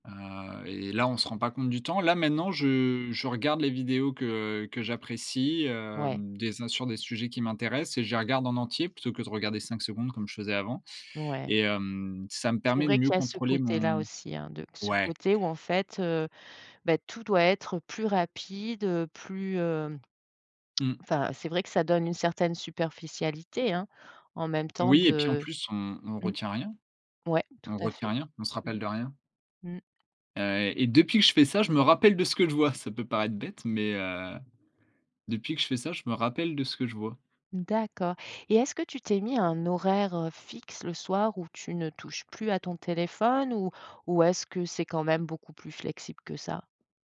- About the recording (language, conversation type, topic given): French, podcast, Comment te déconnectes-tu des écrans avant de dormir ?
- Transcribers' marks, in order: chuckle